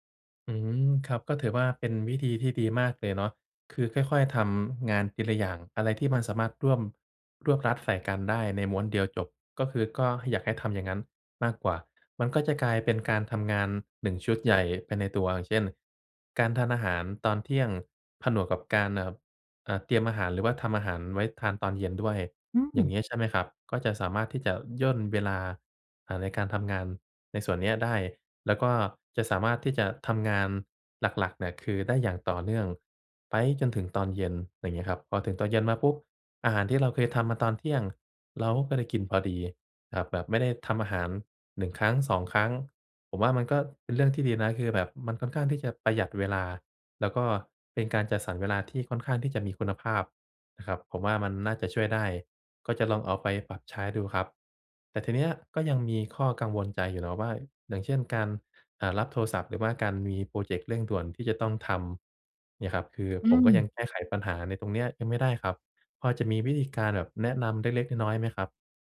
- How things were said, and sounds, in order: none
- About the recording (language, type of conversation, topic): Thai, advice, ฉันจะจัดกลุ่มงานอย่างไรเพื่อลดความเหนื่อยจากการสลับงานบ่อย ๆ?